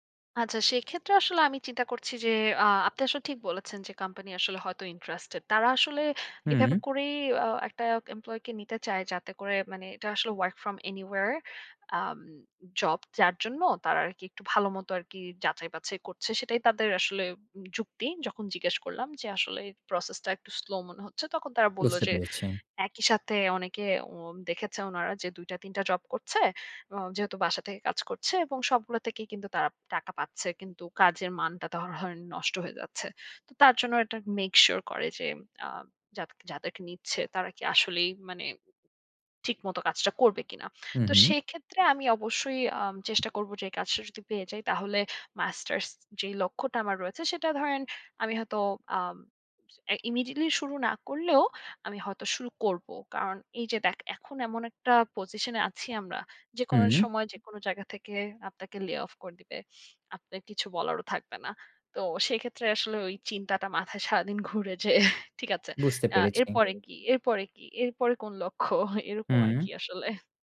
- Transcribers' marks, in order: in English: "work from anywhere"; in English: "lay off"; chuckle; laughing while speaking: "লক্ষ্য"
- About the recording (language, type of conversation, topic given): Bengali, advice, একই সময়ে অনেক লক্ষ্য থাকলে কোনটিকে আগে অগ্রাধিকার দেব তা কীভাবে বুঝব?